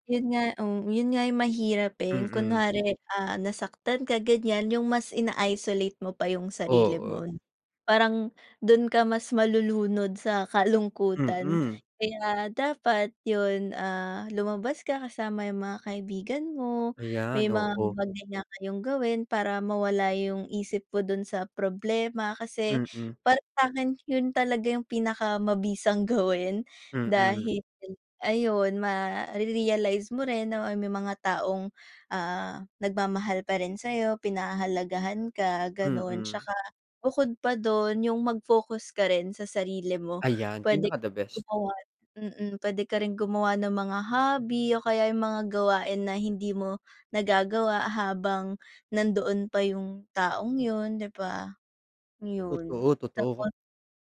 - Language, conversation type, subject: Filipino, unstructured, Paano mo tinutulungan ang iyong sarili na makapagpatuloy sa kabila ng sakit?
- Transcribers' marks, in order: other background noise